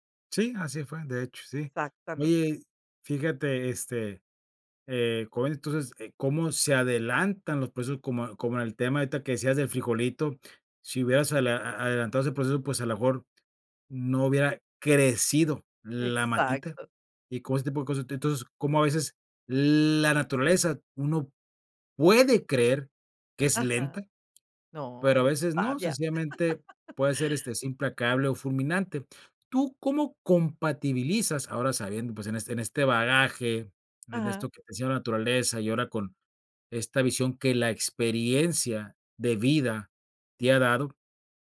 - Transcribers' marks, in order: tapping; laugh
- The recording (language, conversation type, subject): Spanish, podcast, Oye, ¿qué te ha enseñado la naturaleza sobre la paciencia?